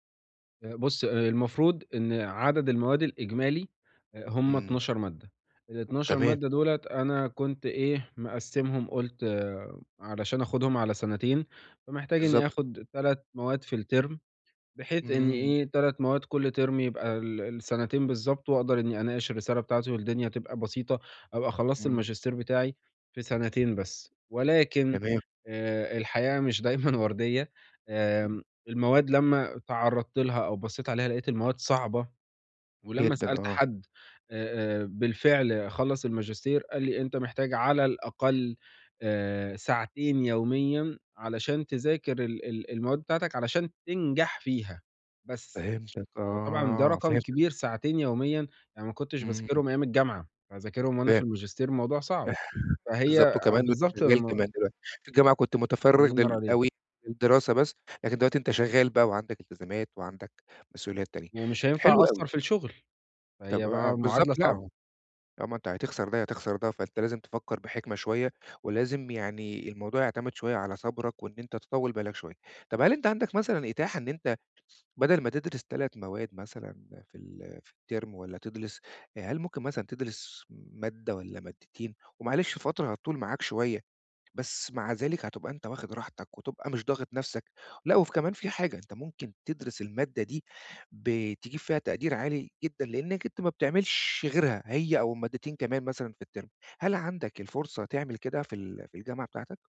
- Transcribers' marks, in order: tapping; in English: "الترم"; in English: "ترم"; laughing while speaking: "دايمًا ورديّة"; chuckle; other noise; in English: "الترم"; in English: "الترم"
- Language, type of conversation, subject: Arabic, advice, إزاي أوازن بين التعلّم المستمر ومتطلبات شغلي اليومية عشان أطوّر نفسي في مهنتي؟